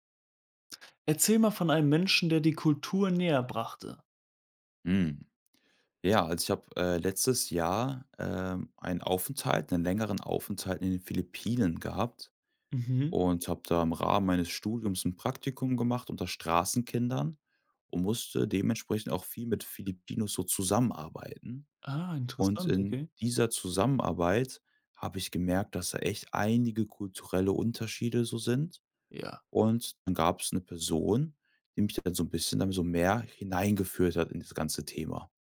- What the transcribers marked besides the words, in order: none
- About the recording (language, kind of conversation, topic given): German, podcast, Erzählst du von einer Person, die dir eine Kultur nähergebracht hat?